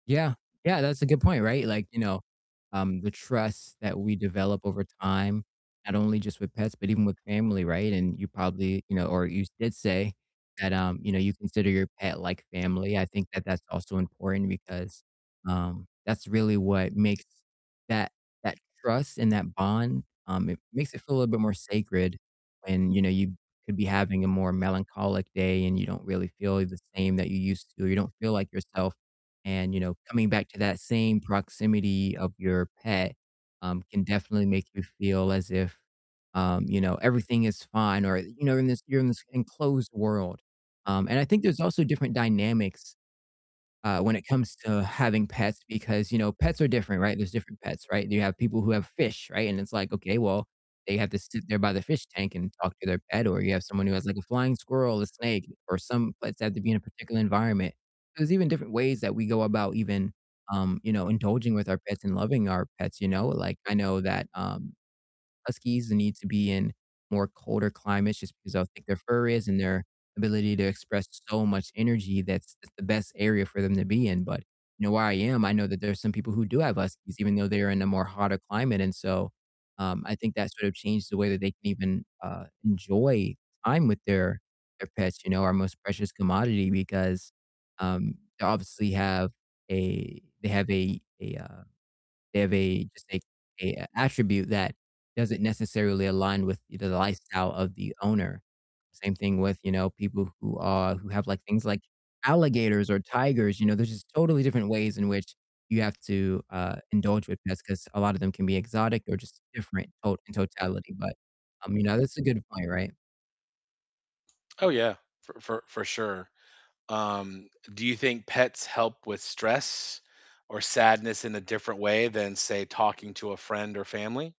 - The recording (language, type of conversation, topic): English, unstructured, How do pets change the way you feel on a bad day?
- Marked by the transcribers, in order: tapping; distorted speech